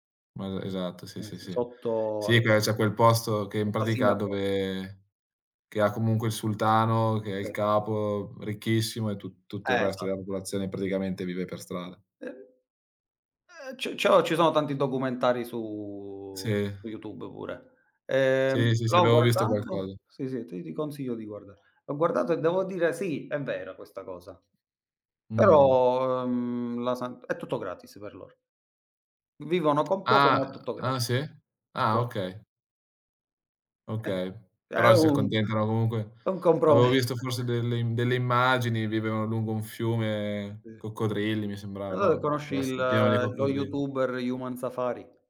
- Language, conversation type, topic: Italian, unstructured, Come immagini la tua vita tra dieci anni?
- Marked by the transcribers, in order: tapping; unintelligible speech; drawn out: "su"; other background noise; drawn out: "Però, ehm"; chuckle